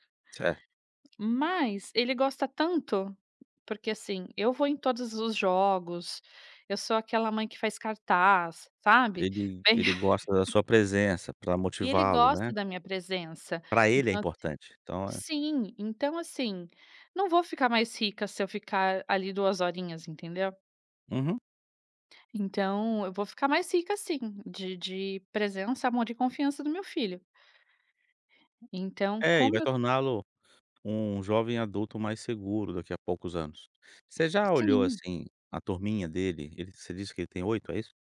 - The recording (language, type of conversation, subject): Portuguese, podcast, Como você equilibra o trabalho e o tempo com os filhos?
- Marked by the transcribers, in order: tapping; laughing while speaking: "Bem"; laugh